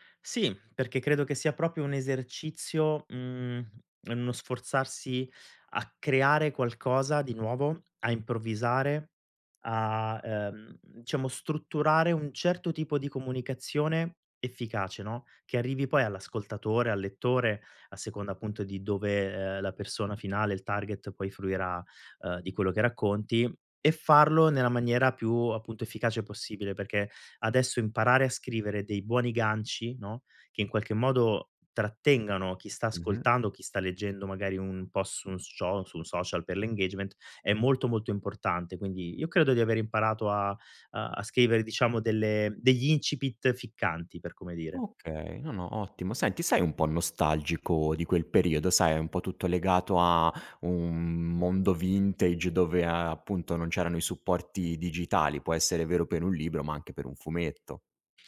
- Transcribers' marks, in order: "proprio" said as "propio"; in English: "target"; in English: "engagement"; tapping
- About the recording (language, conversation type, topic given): Italian, podcast, Hai mai creato fumetti, storie o personaggi da piccolo?